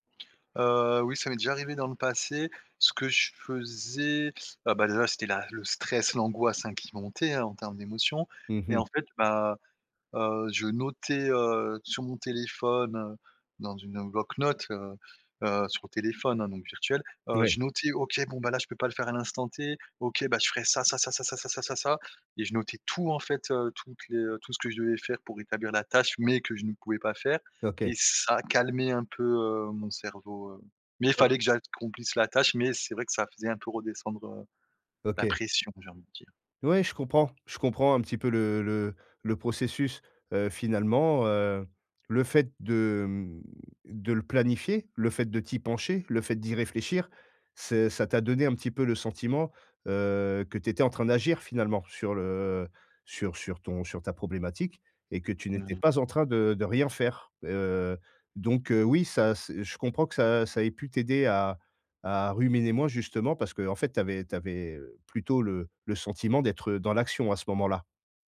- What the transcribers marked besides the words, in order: other background noise; stressed: "mais"
- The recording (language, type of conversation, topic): French, advice, Comment puis-je arrêter de ruminer sans cesse mes pensées ?